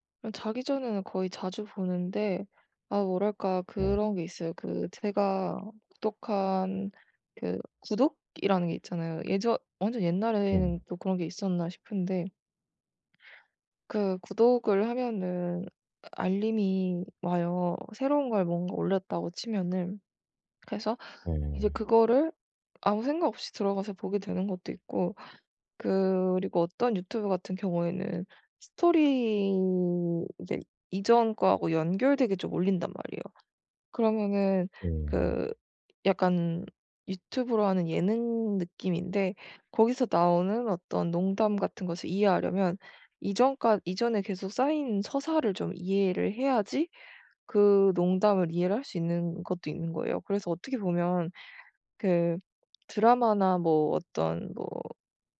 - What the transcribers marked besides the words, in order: other background noise
- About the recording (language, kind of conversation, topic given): Korean, advice, 미디어를 과하게 소비하는 습관을 줄이려면 어디서부터 시작하는 게 좋을까요?